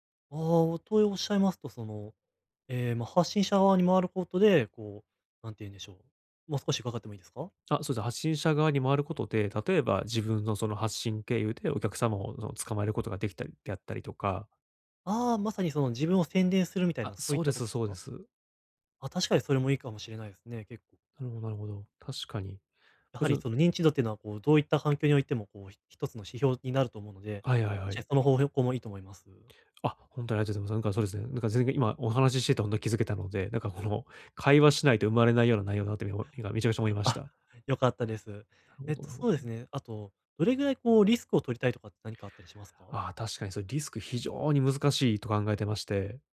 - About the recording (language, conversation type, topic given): Japanese, advice, どうすればキャリアの長期目標を明確にできますか？
- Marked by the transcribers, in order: none